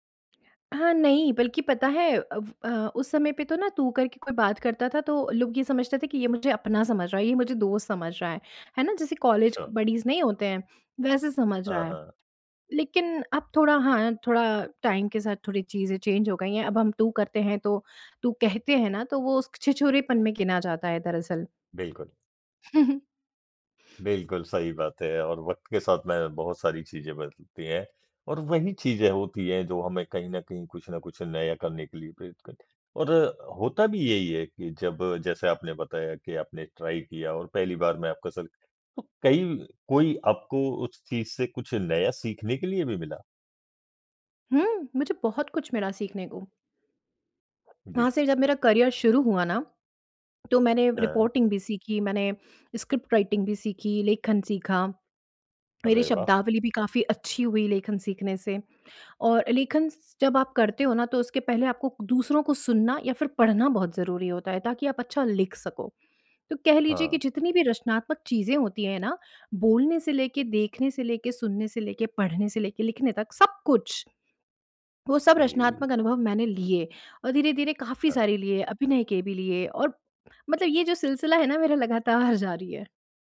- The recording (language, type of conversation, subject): Hindi, podcast, आपका पहला यादगार रचनात्मक अनुभव क्या था?
- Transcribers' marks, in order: in English: "कॉलेज क बडीज़"; in English: "टाइम"; in English: "चेंज"; "उसके" said as "उसक"; chuckle; sniff; in English: "ट्राई"; in English: "करियर"; in English: "रिपोर्टिंग"; in English: "स्क्रिप्ट राइटिंग"